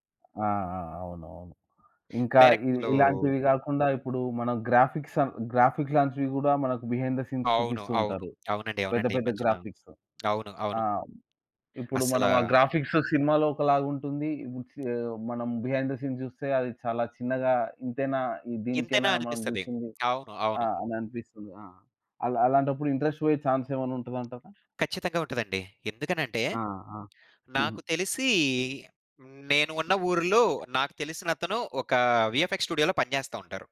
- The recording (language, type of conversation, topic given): Telugu, podcast, సెట్ వెనుక జరిగే కథలు మీకు ఆసక్తిగా ఉంటాయా?
- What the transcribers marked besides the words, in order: in English: "గ్రాఫిక్స్"; in English: "గ్రాఫిక్స్"; in English: "బిహైండ్ థ సీన్స్"; in English: "గ్రాఫిక్స్"; in English: "గ్రాఫిక్స్"; in English: "బిహైండ్ థ సీన్"; in English: "ఇంట్రెస్ట్"; in English: "చాన్స్"; chuckle; other background noise; in English: "వీఎఫ్ఎక్స్ స్టూడియోలో"